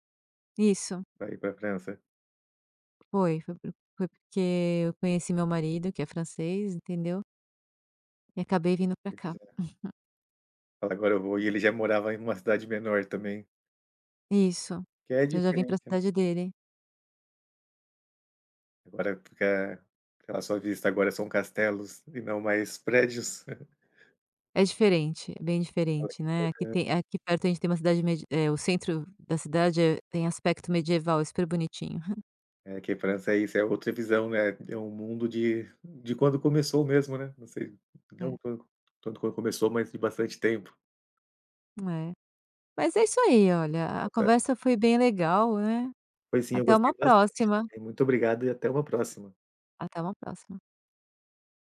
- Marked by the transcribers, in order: tapping; other background noise; chuckle; chuckle; unintelligible speech; chuckle; unintelligible speech
- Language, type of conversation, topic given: Portuguese, podcast, Como você se preparou para uma mudança de carreira?